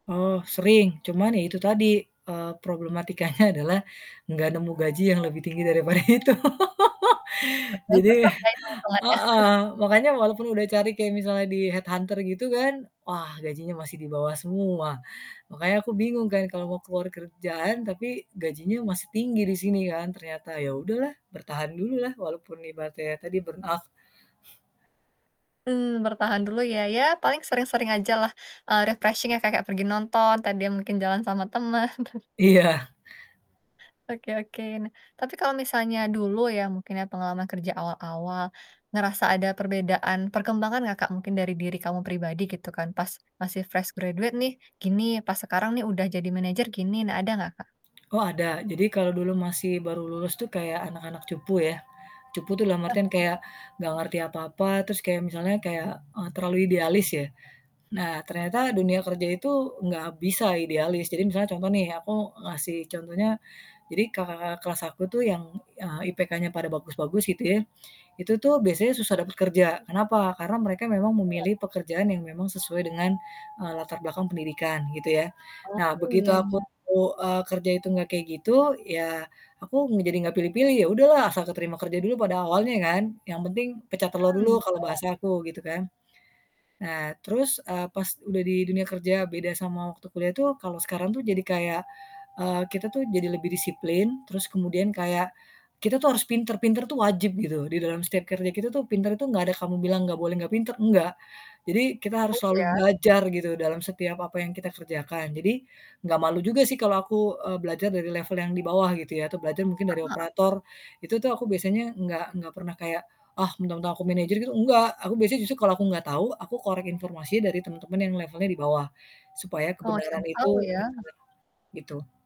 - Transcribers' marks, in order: static; laughing while speaking: "problematikanya"; other background noise; laughing while speaking: "daripada itu"; laugh; distorted speech; chuckle; in English: "head hunter"; in English: "burnout"; in English: "refreshing"; laughing while speaking: "teman"; laughing while speaking: "Iya"; in English: "fresh graduate"; chuckle; in English: "Push"
- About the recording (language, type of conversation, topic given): Indonesian, podcast, Apa arti pekerjaan yang memuaskan bagi kamu?